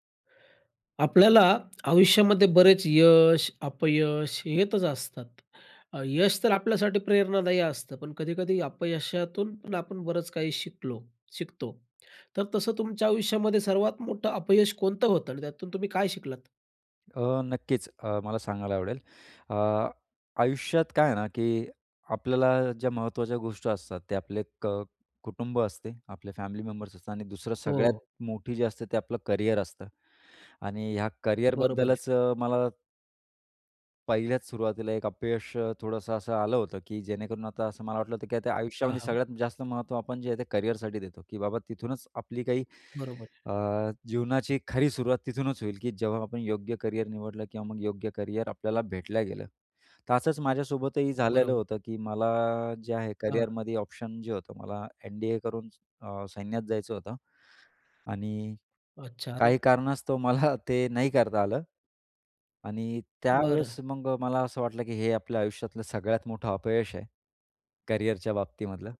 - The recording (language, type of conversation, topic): Marathi, podcast, तुमच्या आयुष्यातलं सर्वात मोठं अपयश काय होतं आणि त्यातून तुम्ही काय शिकलात?
- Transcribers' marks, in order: other noise; tapping; other background noise; laughing while speaking: "मला"; background speech